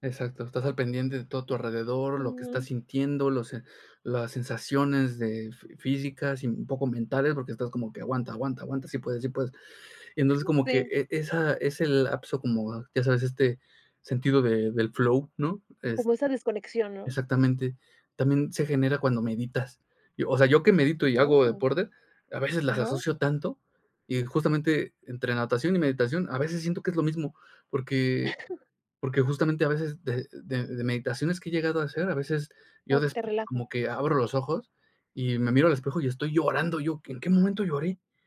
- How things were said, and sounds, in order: in English: "flow"; other noise; chuckle
- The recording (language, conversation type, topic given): Spanish, podcast, ¿Qué hábitos te ayudan a mantener la creatividad día a día?